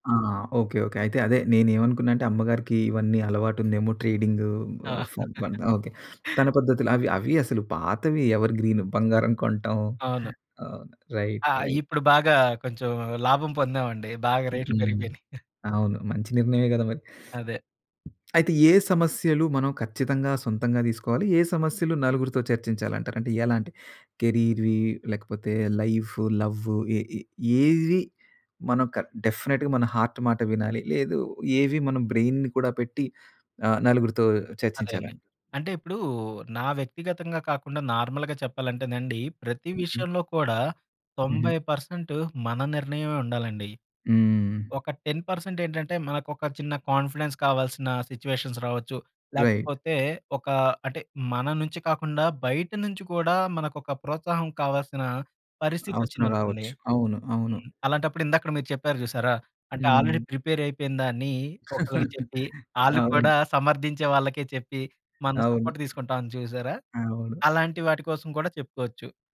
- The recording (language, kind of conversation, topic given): Telugu, podcast, ఒంటరిగా ముందుగా ఆలోచించి, తర్వాత జట్టుతో పంచుకోవడం మీకు సబబా?
- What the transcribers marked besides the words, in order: in English: "ట్రేడింగ్"; laugh; in English: "ఎవర్‌గ్రీన్"; in English: "రైట్, రైట్"; chuckle; teeth sucking; in English: "కెరీర్‌వి"; in English: "లైఫ్, లవ్"; in English: "డెఫినిట్‌గా"; in English: "హార్ట్"; in English: "బ్రెయిన్‌ని"; in English: "నార్మల్‌గా"; in English: "పర్సెంట్"; in English: "టెన్ పర్సెంట్"; in English: "కాన్ఫిడెన్స్"; in English: "సిట్యుయేషన్స్"; in English: "రైట్"; in English: "ఆల్‌రెడీ ప్రిపేర్"; laugh; in English: "సపోర్ట్"